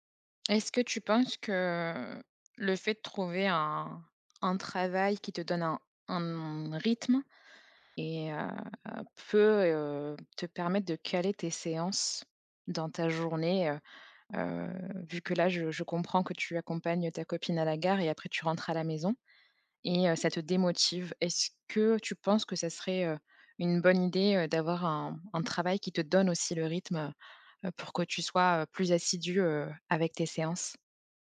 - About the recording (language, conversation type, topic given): French, advice, Pourquoi est-ce que j’abandonne une nouvelle routine d’exercice au bout de quelques jours ?
- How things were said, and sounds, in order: none